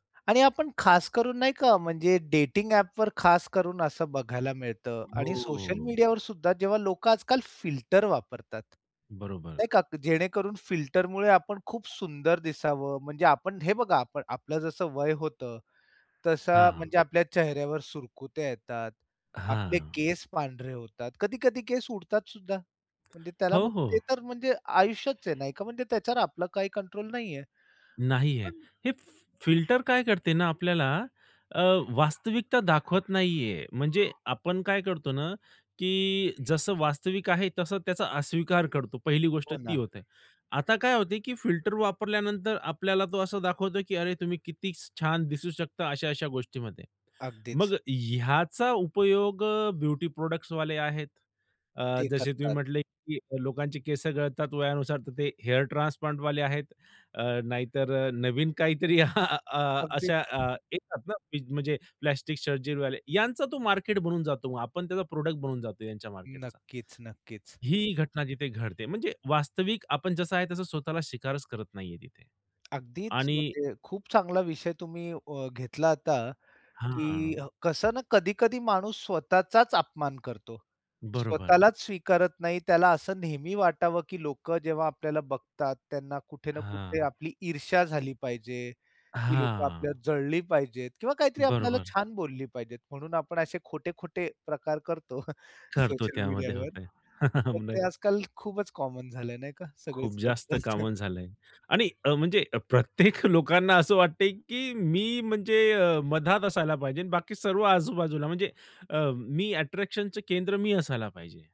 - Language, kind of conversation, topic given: Marathi, podcast, सोशल मीडियावर प्रतिनिधित्व कसे असावे असे तुम्हाला वाटते?
- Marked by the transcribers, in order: in English: "डेटिंग ॲपवर"; drawn out: "हो"; tapping; other background noise; in English: "ब्युटी प्रॉडक्ट्सवाले"; chuckle; in English: "सर्जरीवाले"; in English: "प्रॉडक्ट"; drawn out: "हां"; drawn out: "हां"; chuckle; laugh; unintelligible speech; in English: "कॉमन"; chuckle